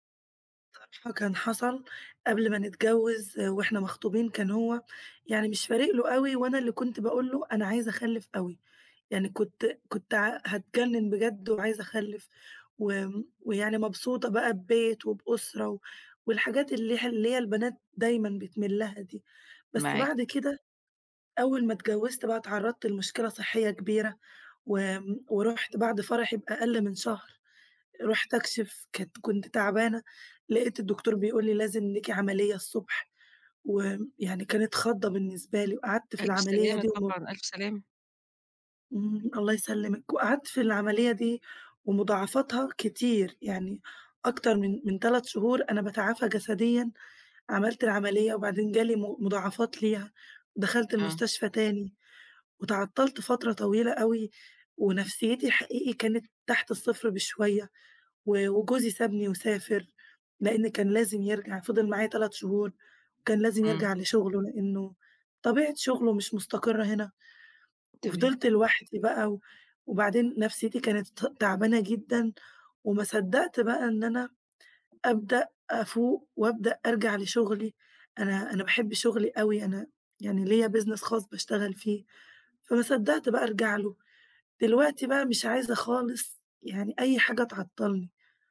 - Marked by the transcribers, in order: other background noise; in English: "business"
- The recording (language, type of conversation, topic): Arabic, advice, إزاي أوازن بين حياتي الشخصية ومتطلبات الشغل السريع؟